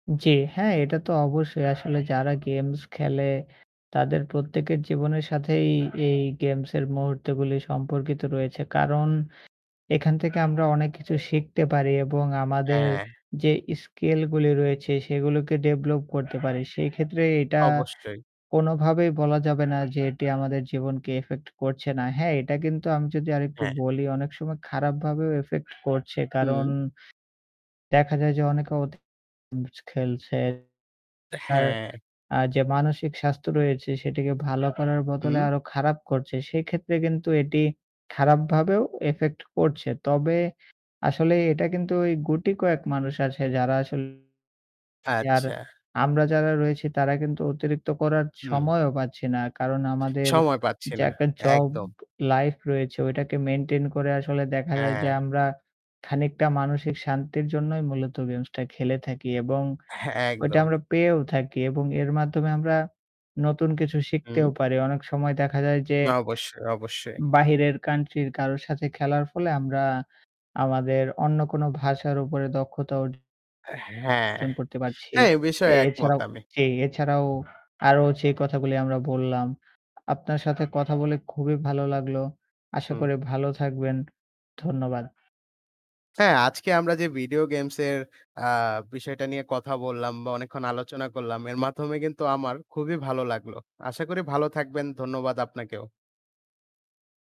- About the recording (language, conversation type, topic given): Bengali, unstructured, ভিডিও গেম খেলার সময় আপনার কাছে কোন কোন মুহূর্ত সবচেয়ে স্মরণীয়?
- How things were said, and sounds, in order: static; other background noise; distorted speech; in English: "মেইনটেইন"